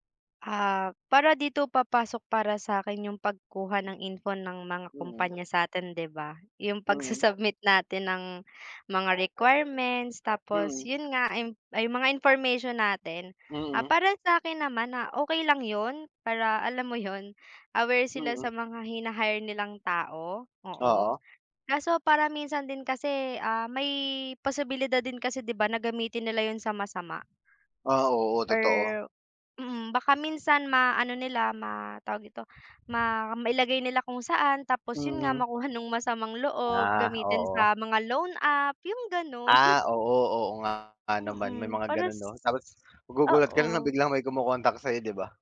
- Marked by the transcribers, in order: dog barking; other background noise; laugh
- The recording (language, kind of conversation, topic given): Filipino, unstructured, Paano mo tinitingnan ang pag-abuso ng mga kumpanya sa pribadong datos ng mga tao?